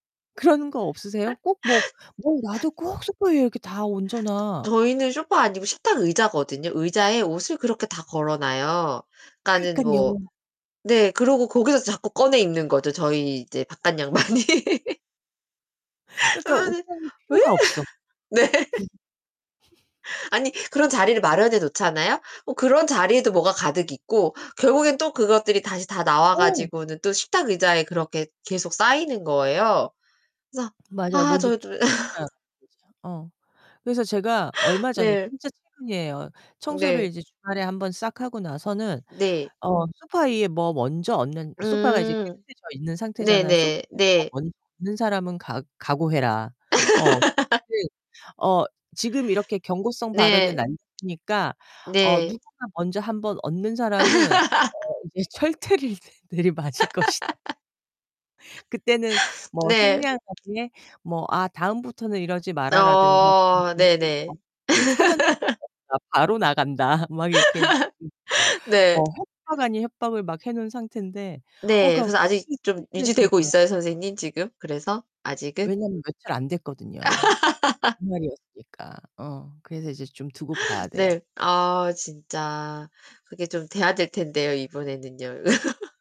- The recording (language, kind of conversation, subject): Korean, unstructured, 같이 사는 사람이 청소를 하지 않을 때 어떻게 설득하시겠어요?
- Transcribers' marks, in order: laugh; other background noise; static; distorted speech; laughing while speaking: "바깥양반이"; laugh; laughing while speaking: "아니 왜? 네"; laugh; tapping; unintelligible speech; laugh; laugh; unintelligible speech; laugh; laughing while speaking: "철퇴를 내리 맞을 것이다"; laugh; unintelligible speech; laugh; unintelligible speech; laugh; unintelligible speech; unintelligible speech; laugh; laugh